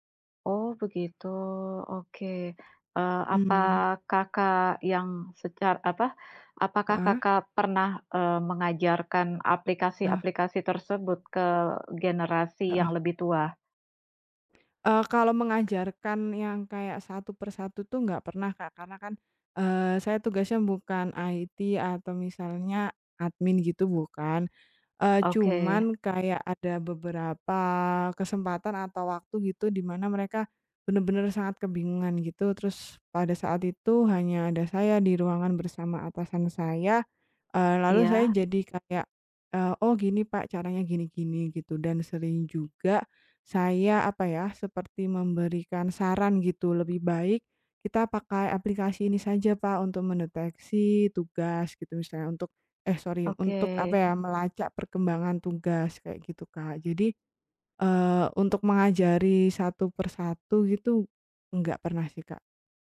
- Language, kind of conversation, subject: Indonesian, unstructured, Bagaimana teknologi mengubah cara kita bekerja setiap hari?
- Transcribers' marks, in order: tapping; other background noise